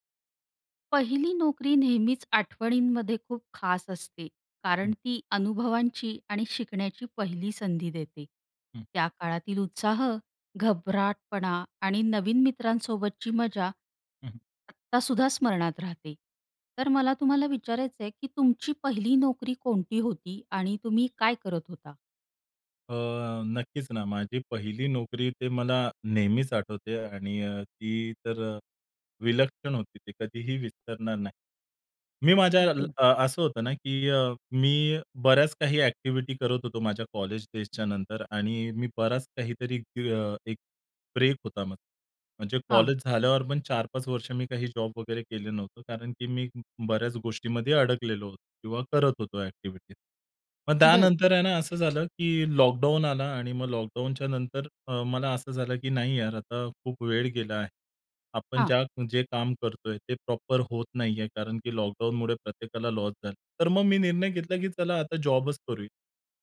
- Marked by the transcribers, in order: other background noise
- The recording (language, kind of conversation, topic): Marathi, podcast, तुम्हाला तुमच्या पहिल्या नोकरीबद्दल काय आठवतं?